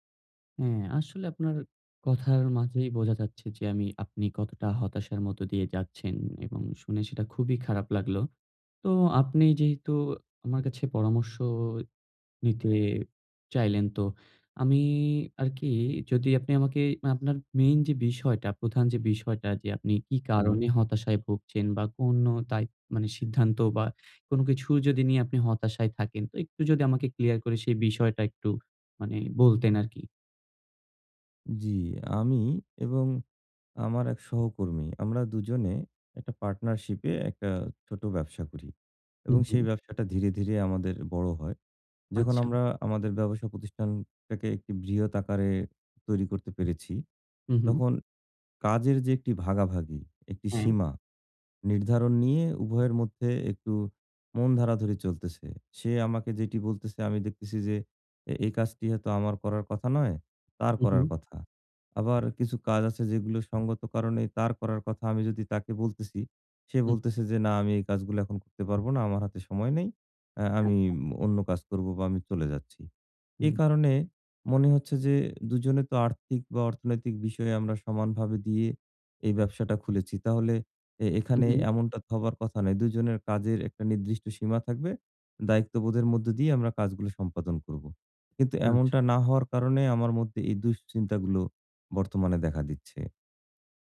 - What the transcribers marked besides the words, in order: alarm
- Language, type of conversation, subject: Bengali, advice, সহকর্মীর সঙ্গে কাজের সীমা ও দায়িত্ব কীভাবে নির্ধারণ করা উচিত?